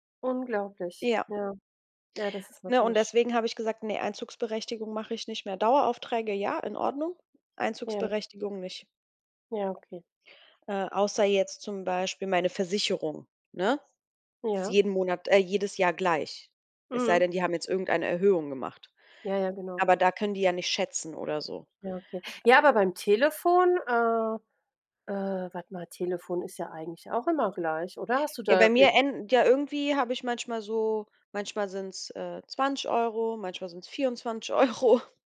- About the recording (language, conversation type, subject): German, unstructured, Wie organisierst du deinen Tag, damit du alles schaffst?
- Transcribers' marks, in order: unintelligible speech